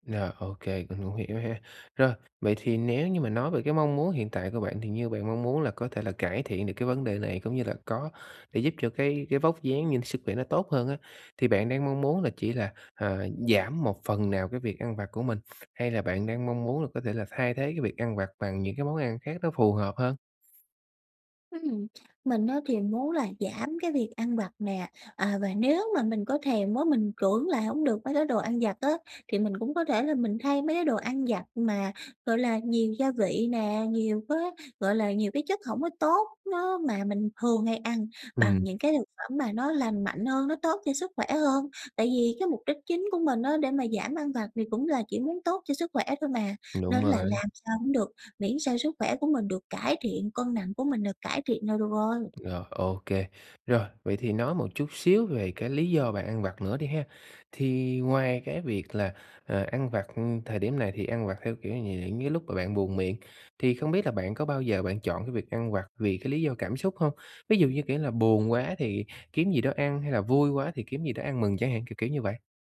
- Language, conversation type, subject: Vietnamese, advice, Làm sao để bớt ăn vặt không lành mạnh mỗi ngày?
- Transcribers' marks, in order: tapping; other background noise; other noise